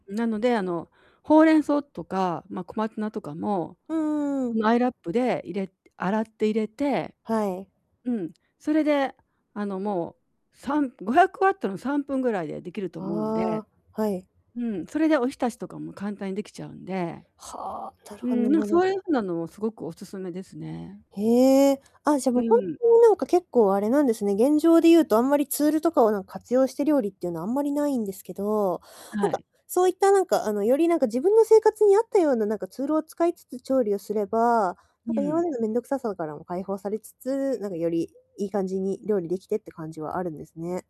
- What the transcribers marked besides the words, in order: distorted speech; static; unintelligible speech; tapping
- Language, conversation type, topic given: Japanese, advice, 忙しい日に短時間で食事の準備をするコツは何ですか？